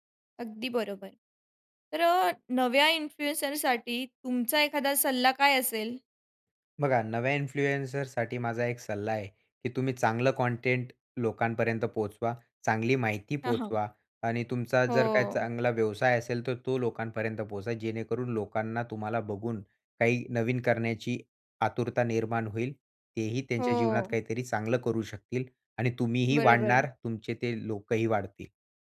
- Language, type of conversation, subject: Marathi, podcast, इन्फ्लुएन्सर्सकडे त्यांच्या कंटेंटबाबत कितपत जबाबदारी असावी असं तुम्हाला वाटतं?
- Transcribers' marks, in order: in English: "इन्फ्लुएन्सरसाठी"; in English: "इन्फ्लुएन्सरसाठी"